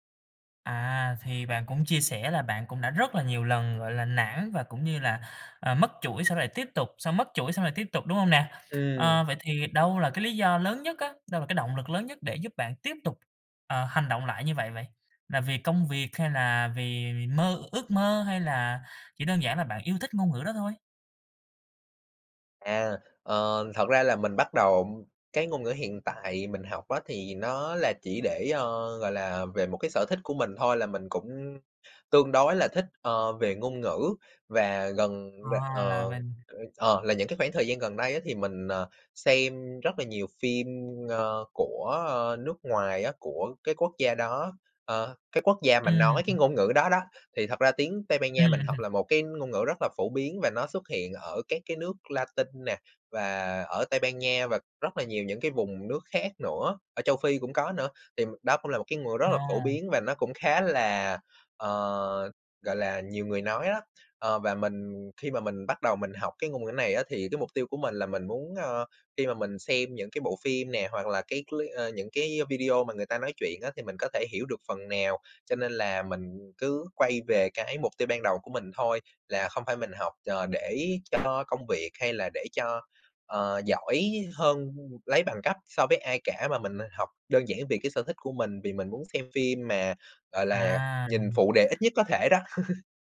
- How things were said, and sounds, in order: tapping; "mình" said as "vình"; laughing while speaking: "Ừm"; laughing while speaking: "Ừm"; "clip" said as "lía"; other background noise; laugh
- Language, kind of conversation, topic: Vietnamese, podcast, Làm thế nào để học một ngoại ngữ hiệu quả?